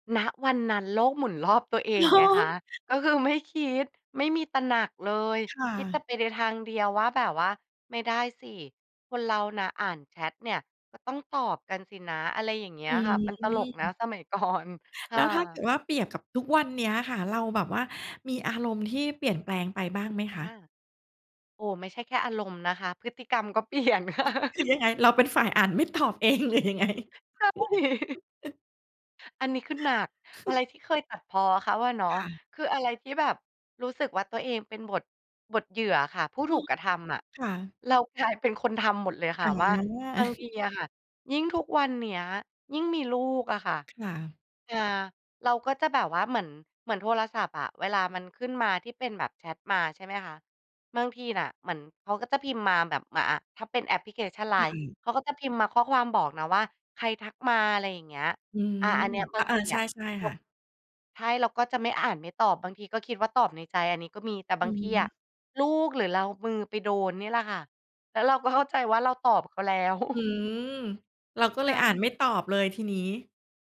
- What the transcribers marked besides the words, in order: laughing while speaking: "เนาะ"; laughing while speaking: "ก่อน"; laughing while speaking: "เปลี่ยนค่ะ"; laughing while speaking: "อ่านไม่ตอบเองหรือยังไง ?"; laughing while speaking: "ใช่"; chuckle; chuckle; chuckle
- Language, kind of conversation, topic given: Thai, podcast, คุณรู้สึกยังไงกับคนที่อ่านแล้วไม่ตอบ?